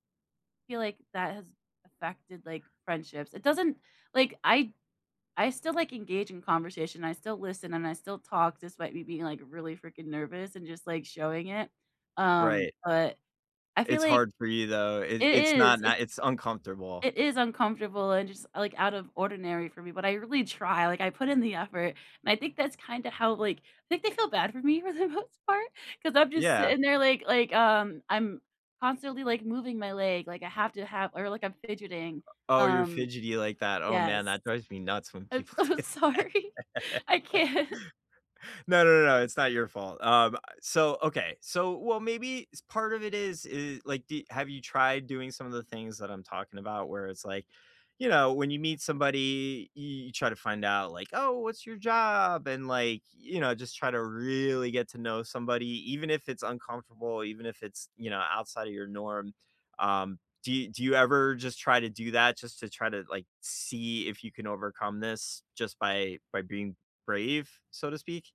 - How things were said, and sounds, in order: other background noise; tapping; laughing while speaking: "for the"; laughing while speaking: "people do that"; laughing while speaking: "so sorry. I can't"; chuckle; stressed: "really"
- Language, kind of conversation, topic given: English, unstructured, What subtle signals reveal who you are and invite connection?